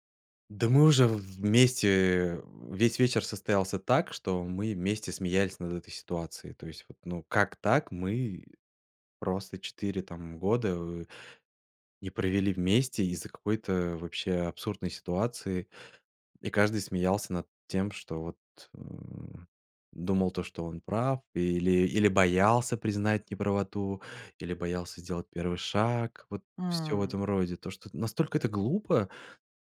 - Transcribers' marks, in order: none
- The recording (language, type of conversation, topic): Russian, podcast, Как вернуть утраченную связь с друзьями или семьёй?